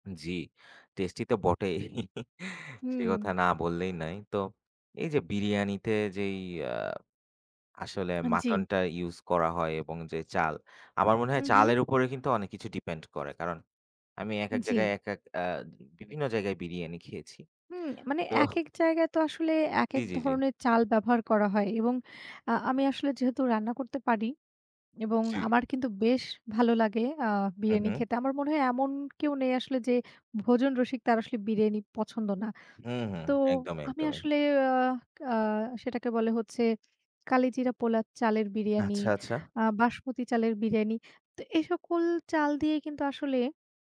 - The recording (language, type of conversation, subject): Bengali, unstructured, আপনার প্রিয় রান্না করা খাবার কোনটি?
- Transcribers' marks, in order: chuckle